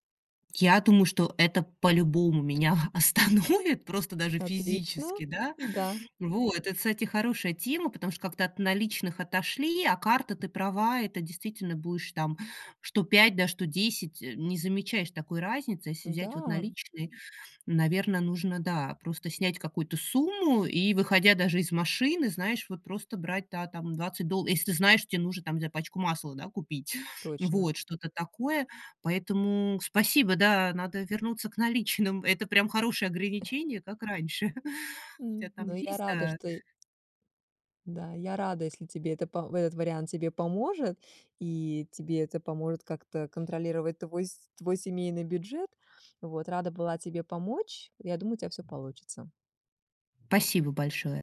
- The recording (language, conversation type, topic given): Russian, advice, Почему я постоянно совершаю импульсивные покупки на распродажах?
- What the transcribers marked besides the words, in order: laughing while speaking: "остановит"; tapping; other background noise; chuckle; chuckle; laugh